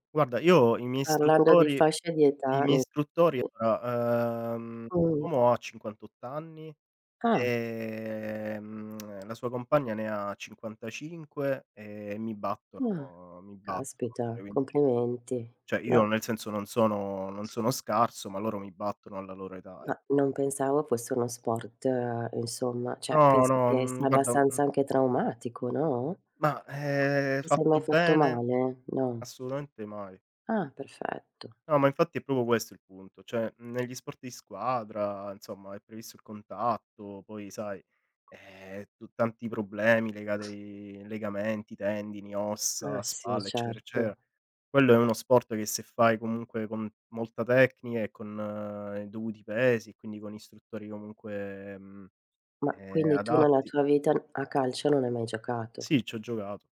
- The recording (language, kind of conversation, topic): Italian, unstructured, Qual è l’attività fisica ideale per te per rimanere in forma?
- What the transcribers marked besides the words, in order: unintelligible speech; drawn out: "uhm"; drawn out: "ehm"; lip smack; "Cioè" said as "ceh"; other background noise; "cioè" said as "ceh"; drawn out: "ehm"; tapping; "proprio" said as "propio"